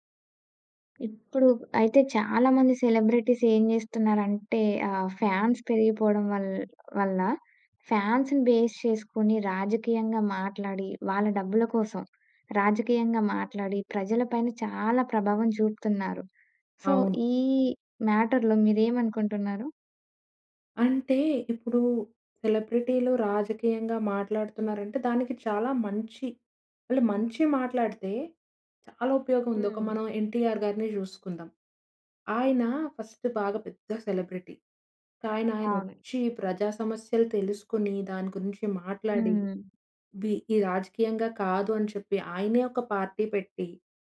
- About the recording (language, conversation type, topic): Telugu, podcast, సెలబ్రిటీలు రాజకీయ విషయాలపై మాట్లాడితే ప్రజలపై ఎంత మేర ప్రభావం పడుతుందనుకుంటున్నారు?
- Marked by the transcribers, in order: in English: "సెలబ్రిటీస్"; in English: "ఫాన్స్"; in English: "ఫాన్స్‌ని బేస్"; in English: "సో"; in English: "మ్యాటర్‌లో"; in English: "సెలబ్రిటీలు"; in English: "సెలబ్రిటీ"; in English: "పార్టీ"